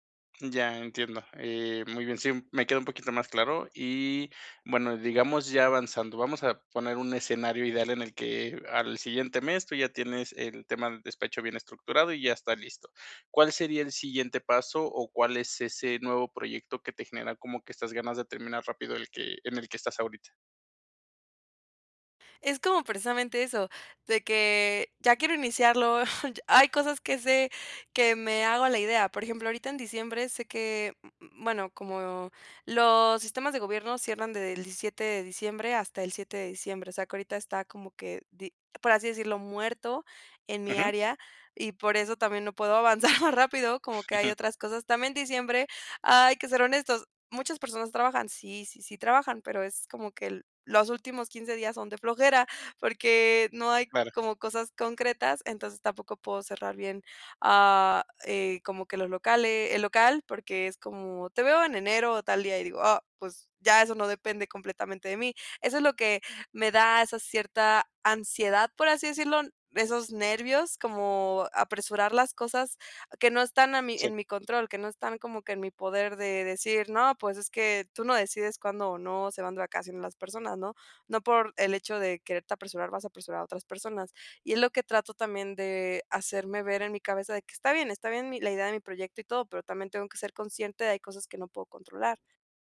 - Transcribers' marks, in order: chuckle; laughing while speaking: "avanzar"; other noise
- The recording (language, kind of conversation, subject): Spanish, advice, ¿Cómo puedo equilibrar la ambición y la paciencia al perseguir metas grandes?